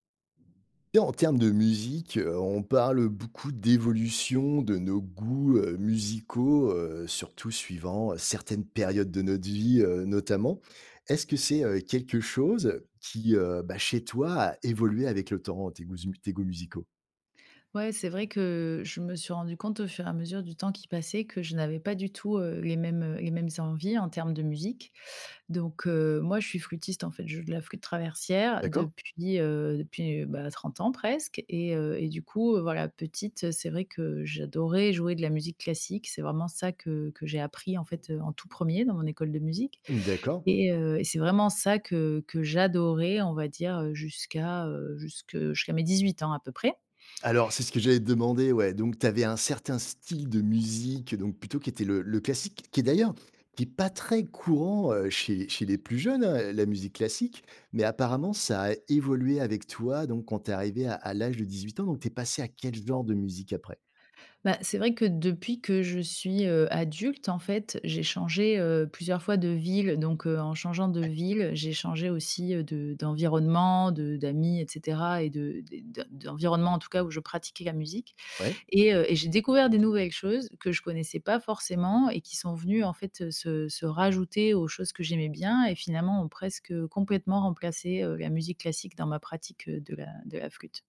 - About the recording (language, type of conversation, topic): French, podcast, Comment tes goûts musicaux ont-ils évolué avec le temps ?
- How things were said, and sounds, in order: none